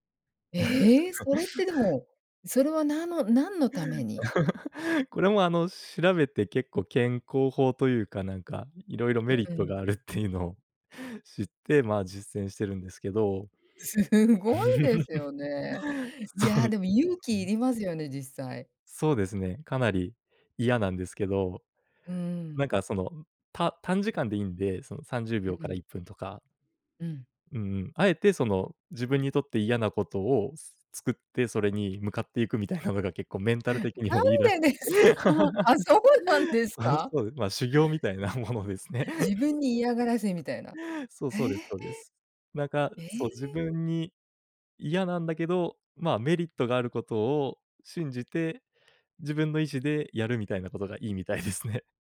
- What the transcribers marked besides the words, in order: laugh; laugh; chuckle; laughing while speaking: "すごいですよね"; chuckle; surprised: "なんでですか？"; chuckle; laughing while speaking: "あ、そうなんですか？"; laugh; laughing while speaking: "修行みたいなものですね"; chuckle; chuckle
- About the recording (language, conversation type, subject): Japanese, podcast, 普段の朝のルーティンはどんな感じですか？